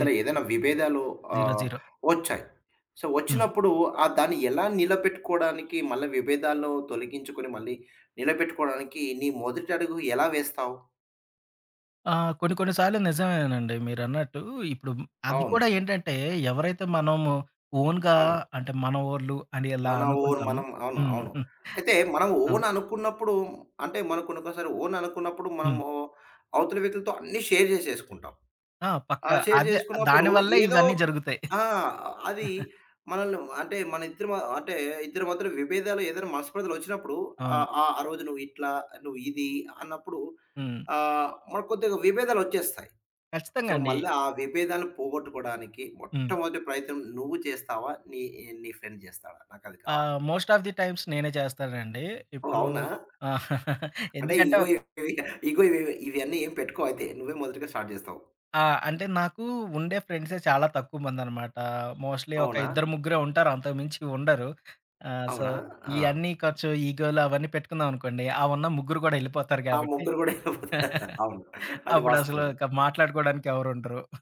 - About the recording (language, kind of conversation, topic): Telugu, podcast, మధ్యలో విభేదాలున్నప్పుడు నమ్మకం నిలబెట్టుకోవడానికి మొదటి అడుగు ఏమిటి?
- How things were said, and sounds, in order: in English: "జీరో. జీరో"; in English: "సో"; in English: "ఓన్‌గా"; in English: "ఓన్"; chuckle; in English: "ఓన్"; in English: "ఓన్"; in English: "షేర్"; in English: "షేర్"; chuckle; in English: "సో"; in English: "మోస్ట్ ఆఫ్ ది టైమ్స్"; other background noise; in English: "ఇగో ఇగో"; unintelligible speech; chuckle; in English: "స్టార్ట్"; in English: "మోస్ట్‌లీ"; in English: "సో"; laughing while speaking: "వెల్లిపోతారు"; chuckle